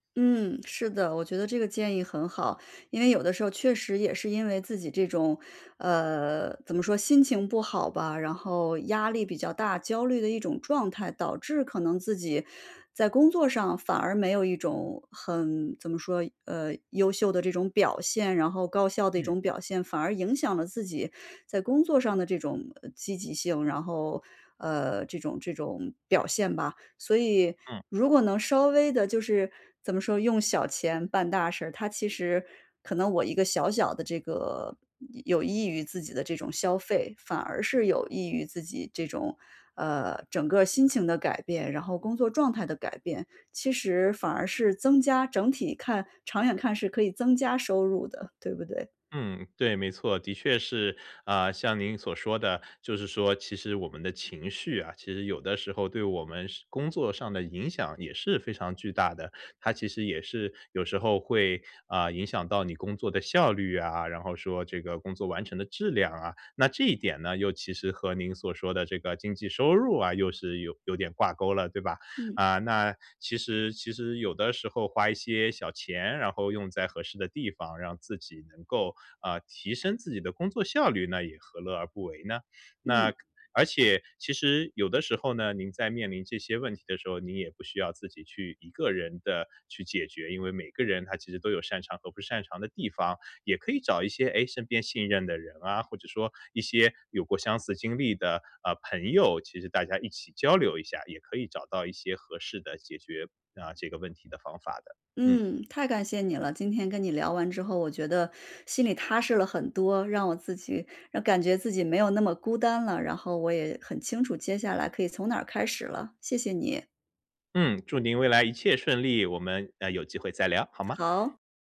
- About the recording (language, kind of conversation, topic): Chinese, advice, 如何更好地应对金钱压力？
- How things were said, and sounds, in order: other background noise; "朋友" said as "盆友"